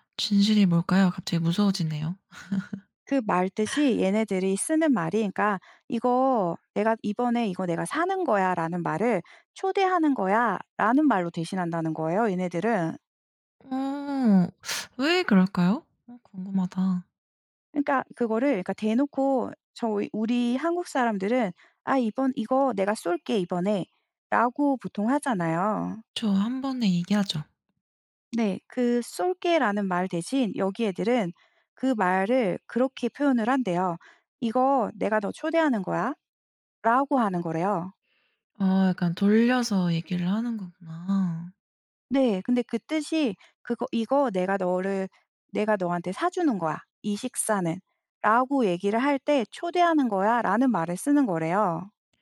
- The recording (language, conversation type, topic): Korean, podcast, 문화 차이 때문에 어색했던 순간을 이야기해 주실래요?
- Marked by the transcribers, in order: laugh; teeth sucking; other background noise